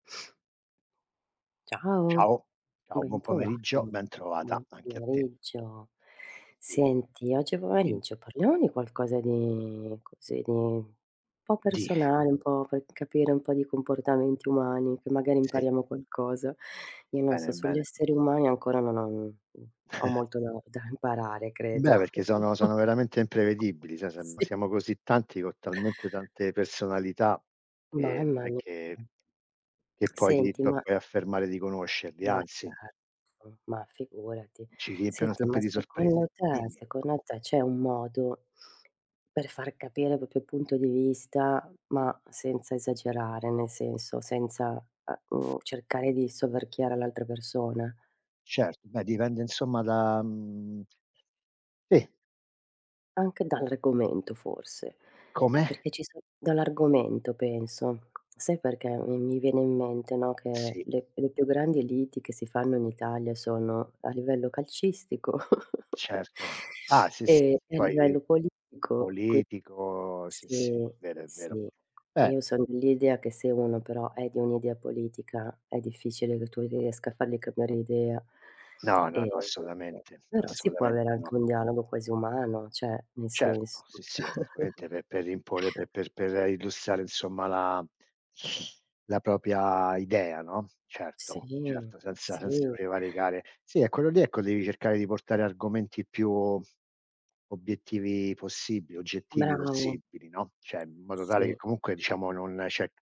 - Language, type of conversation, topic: Italian, unstructured, Come puoi convincere qualcuno senza imporre la tua opinione?
- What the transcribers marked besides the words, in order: tapping; drawn out: "di"; chuckle; chuckle; laughing while speaking: "Sì"; tongue click; other background noise; chuckle; chuckle; other noise